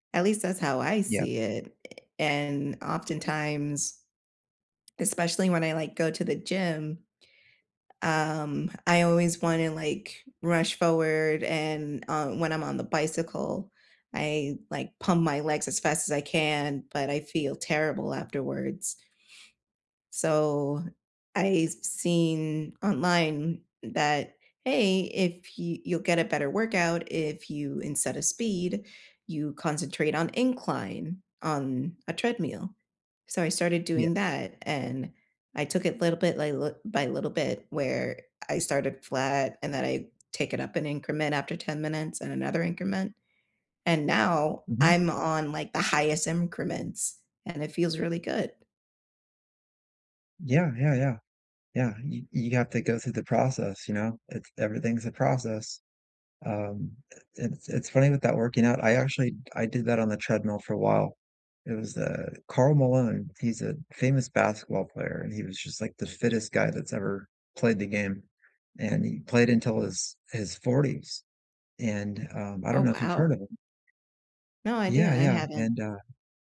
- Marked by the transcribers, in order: surprised: "Oh, wow"; other background noise
- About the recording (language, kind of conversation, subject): English, unstructured, How do you balance rest, work, and exercise while staying connected to the people you love?
- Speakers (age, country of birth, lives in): 30-34, United States, United States; 40-44, United States, United States